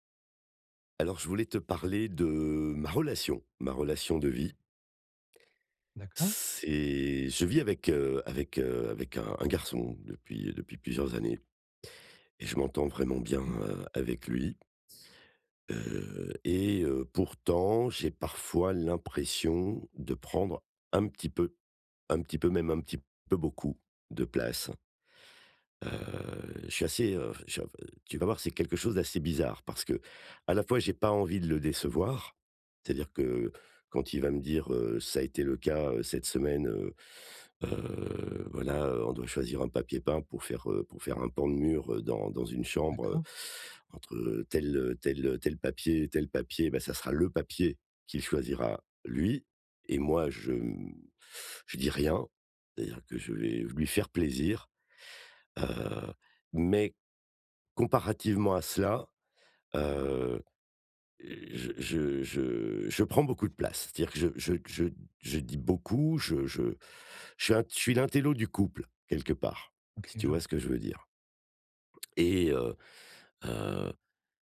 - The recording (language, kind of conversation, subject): French, advice, Comment puis-je m’assurer que l’autre se sent vraiment entendu ?
- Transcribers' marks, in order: stressed: "garçon"; other background noise; stressed: "lui"